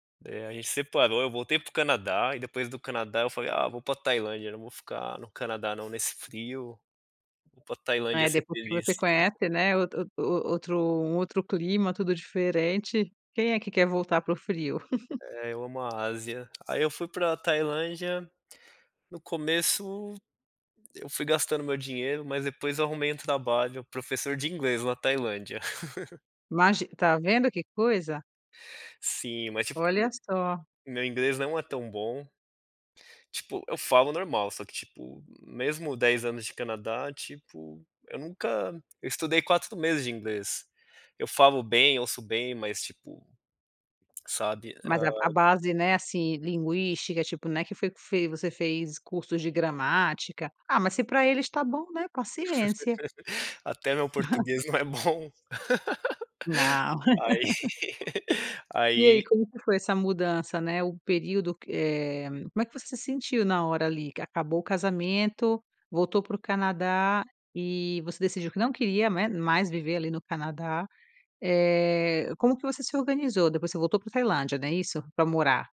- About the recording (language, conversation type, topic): Portuguese, podcast, Como foi o momento em que você se orgulhou da sua trajetória?
- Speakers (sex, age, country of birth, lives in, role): female, 35-39, Brazil, Italy, host; male, 35-39, Brazil, Canada, guest
- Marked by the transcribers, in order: giggle; laugh; laugh; laugh; laugh